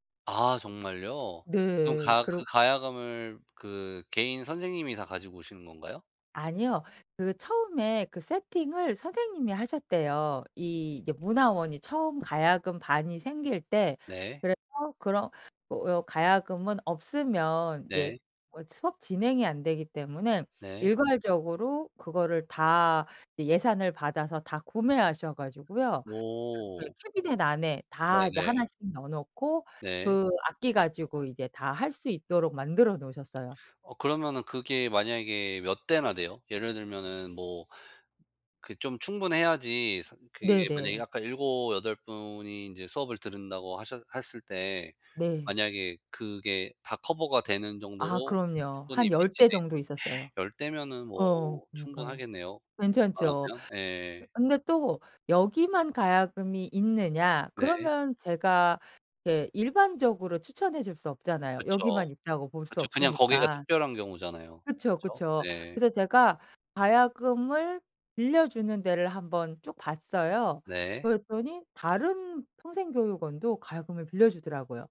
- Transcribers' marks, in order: other background noise; in English: "커버가"; inhale; tapping; "근데" said as "은데"
- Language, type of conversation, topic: Korean, podcast, 돈이 많이 들지 않는 취미를 추천해 주실래요?